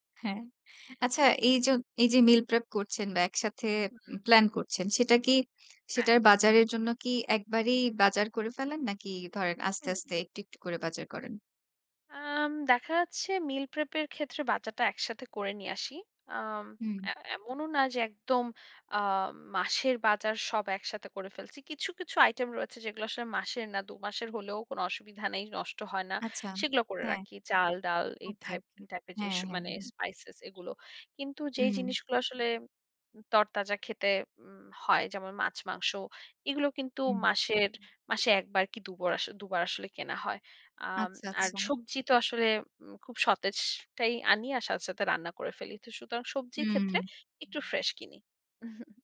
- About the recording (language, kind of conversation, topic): Bengali, podcast, আপনি সপ্তাহের খাবারের মেনু বা খাওয়ার সময়সূচি কীভাবে তৈরি করেন?
- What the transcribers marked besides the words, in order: other background noise; chuckle